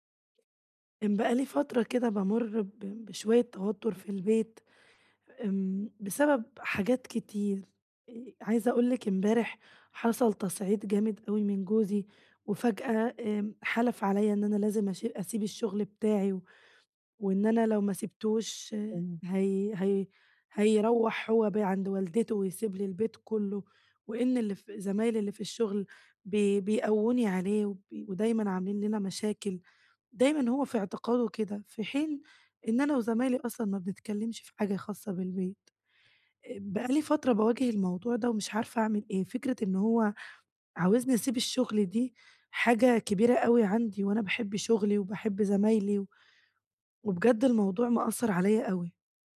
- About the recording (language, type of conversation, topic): Arabic, advice, إزاي أرجّع توازني العاطفي بعد فترات توتر؟
- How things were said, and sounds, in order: none